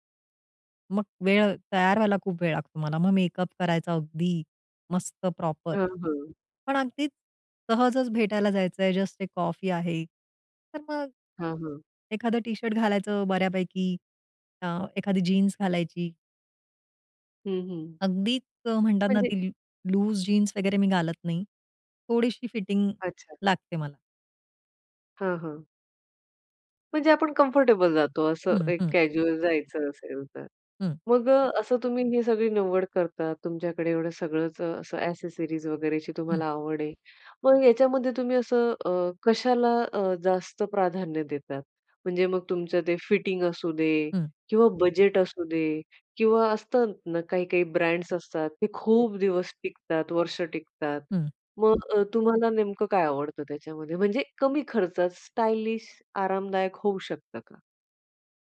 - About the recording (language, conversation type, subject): Marathi, podcast, कपड्यांमध्ये आराम आणि देखणेपणा यांचा समतोल तुम्ही कसा साधता?
- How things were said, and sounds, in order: other background noise; in English: "प्रॉपर"; tapping; in English: "कम्फर्टेबल"; in English: "कॅज्यूअल"; in English: "ॲक्सेसरीज"